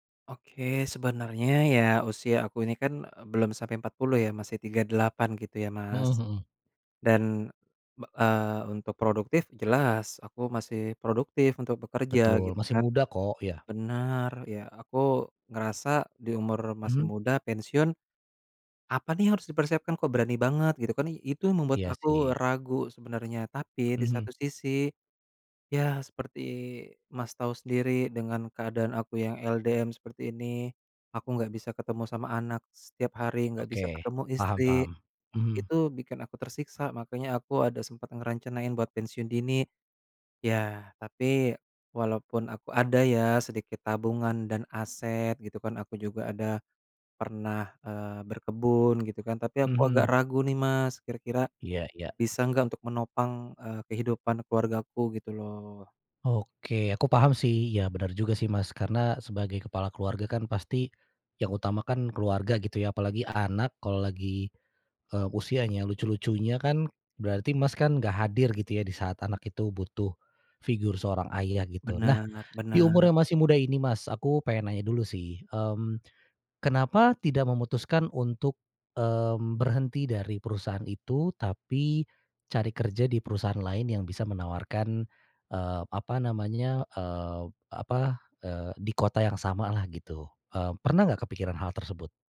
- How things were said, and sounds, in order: other background noise; tapping
- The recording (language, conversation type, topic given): Indonesian, advice, Apakah saya sebaiknya pensiun dini atau tetap bekerja lebih lama?